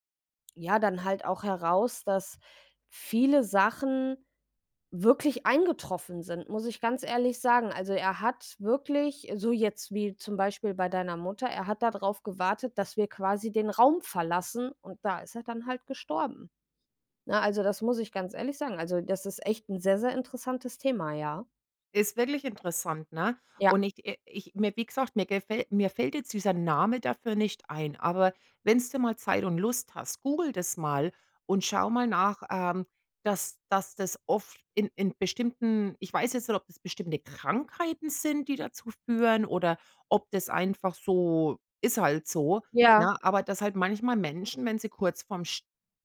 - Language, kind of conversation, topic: German, unstructured, Wie kann man mit Schuldgefühlen nach einem Todesfall umgehen?
- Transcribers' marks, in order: none